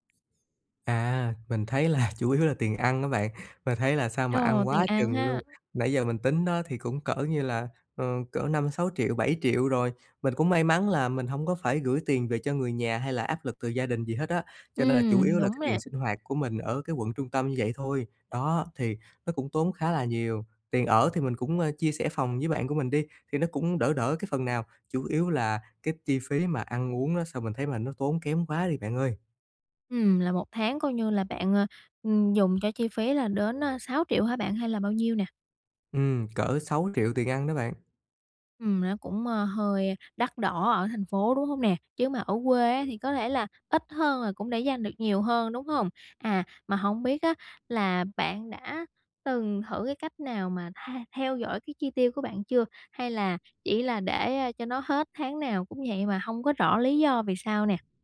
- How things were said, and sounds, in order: other background noise; laughing while speaking: "là"; tapping
- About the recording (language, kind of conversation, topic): Vietnamese, advice, Làm thế nào để tiết kiệm khi sống ở một thành phố có chi phí sinh hoạt đắt đỏ?